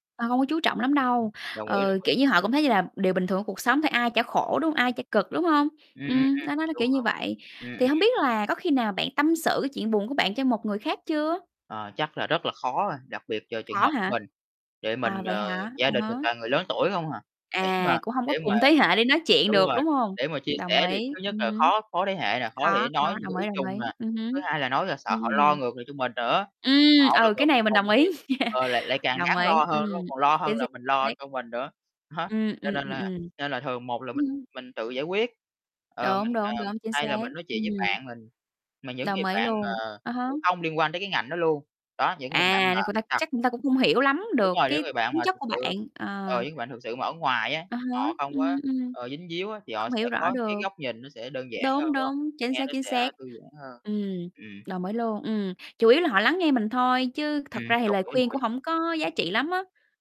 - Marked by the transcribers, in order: distorted speech; tapping; other background noise; chuckle; laughing while speaking: "nha"; unintelligible speech; "người" said as "ừn"
- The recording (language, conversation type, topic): Vietnamese, unstructured, Bạn thường làm gì để cảm thấy vui vẻ hơn khi buồn?